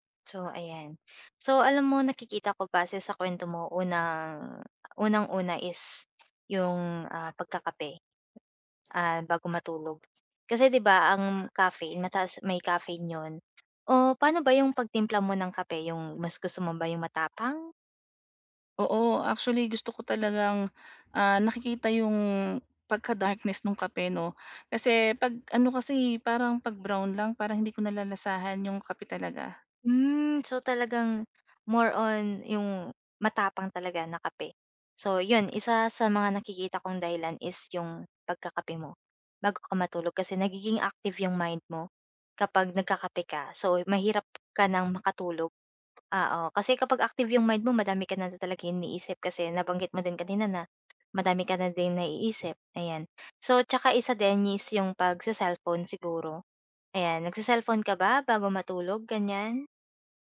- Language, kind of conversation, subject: Filipino, advice, Paano ko mapapanatili ang regular na oras ng pagtulog araw-araw?
- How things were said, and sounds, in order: dog barking; tapping; other background noise